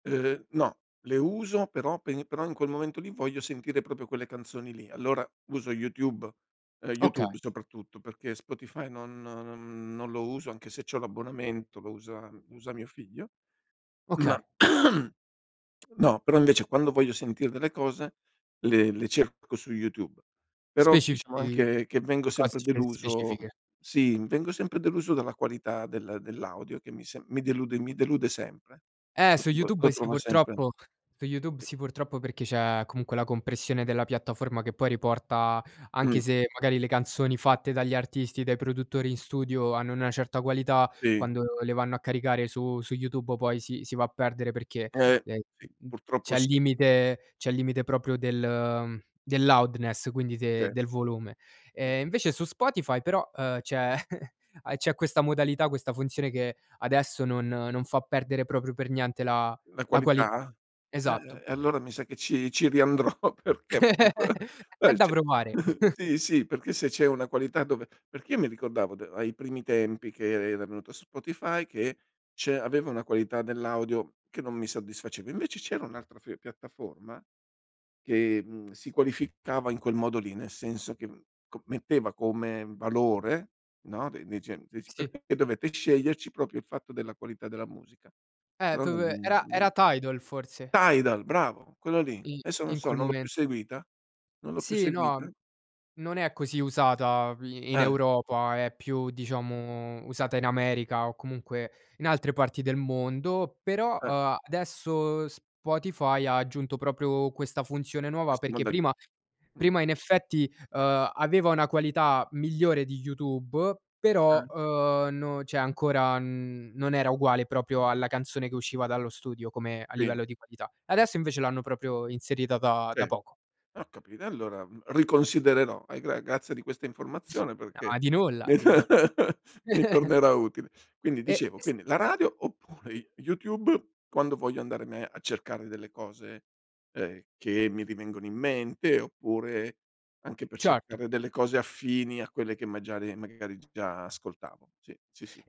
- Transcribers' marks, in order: cough; unintelligible speech; in English: "loudeness"; unintelligible speech; chuckle; chuckle; laughing while speaking: "perché"; unintelligible speech; laugh; laugh; "cioè" said as "ceh"; other background noise; "cioè" said as "ceh"; chuckle; laugh; giggle; laughing while speaking: "oppure"
- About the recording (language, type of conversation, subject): Italian, podcast, Preferisci la musica o il silenzio per concentrarti meglio?